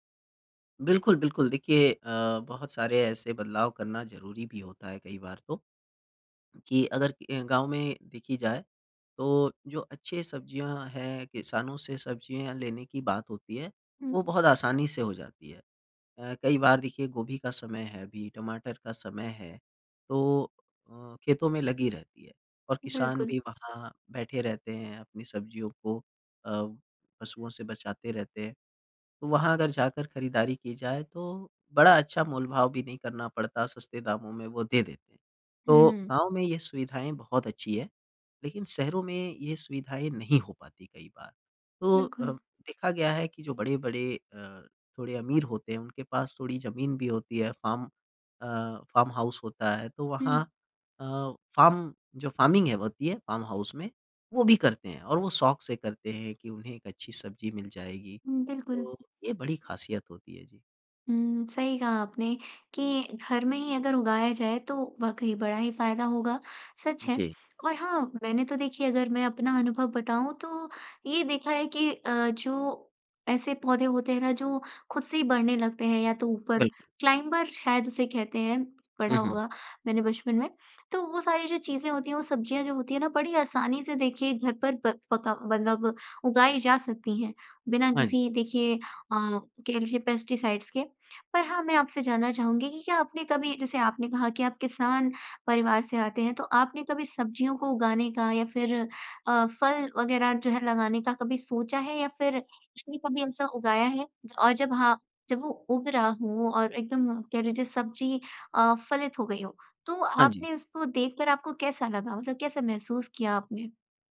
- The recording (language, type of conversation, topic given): Hindi, podcast, क्या आपने कभी किसान से सीधे सब्ज़ियाँ खरीदी हैं, और आपका अनुभव कैसा रहा?
- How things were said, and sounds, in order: in English: "फार्म"; in English: "फार्म"; in English: "फार्मिंग"; in English: "क्लाइंबर"; in English: "पेस्टिसाइड्स"; other background noise